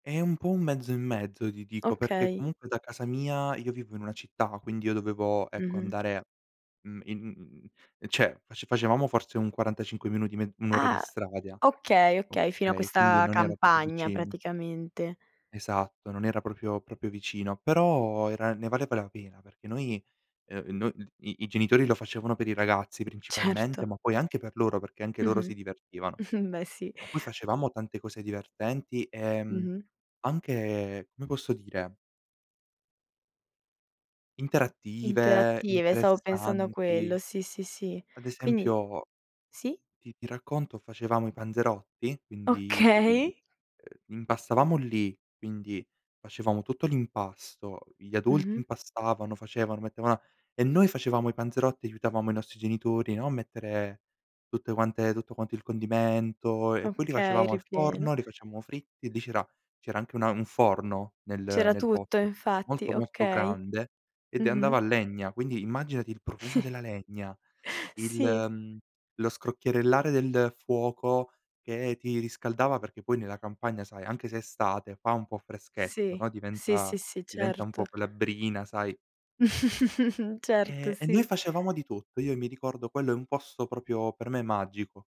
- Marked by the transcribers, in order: "cioè" said as "ceh"; "proprio" said as "propio"; "proprio-" said as "propio"; "proprio" said as "propio"; tapping; laughing while speaking: "Certo"; chuckle; laughing while speaking: "Okay"; chuckle; chuckle; "proprio" said as "propio"
- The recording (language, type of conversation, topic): Italian, podcast, Che ricordo d’infanzia legato alla natura ti è rimasto più dentro?